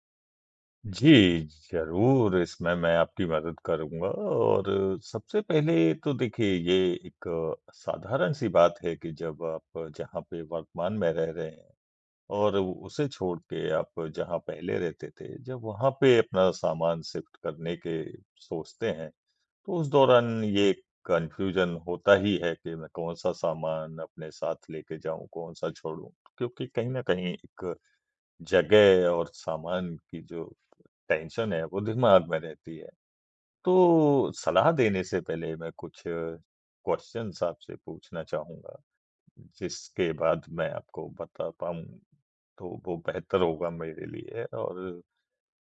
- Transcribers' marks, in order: in English: "शिफ़्ट"; in English: "कन्फ्यूज़न"; in English: "टेंशन"; in English: "क्वेश्चन्स"
- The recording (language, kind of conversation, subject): Hindi, advice, घर में बहुत सामान है, क्या छोड़ूँ यह तय नहीं हो रहा